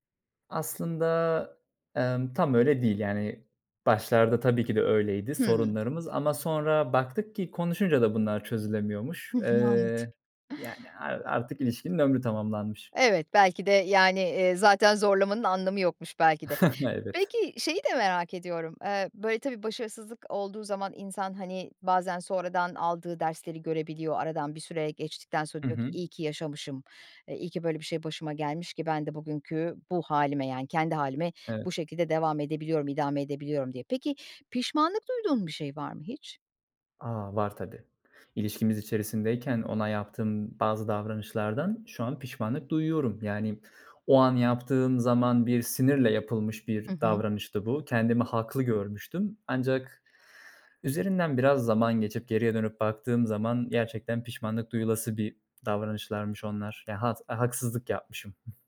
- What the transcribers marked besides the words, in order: laughing while speaking: "Hı hı. Anladım"; chuckle; tapping; sad: "üzerinden biraz zaman geçip geriye … bir davranışlarmış onlar"; other background noise
- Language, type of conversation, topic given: Turkish, podcast, Başarısızlıktan öğrendiğin en önemli ders nedir?
- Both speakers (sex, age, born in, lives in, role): female, 55-59, Turkey, Poland, host; male, 25-29, Turkey, Germany, guest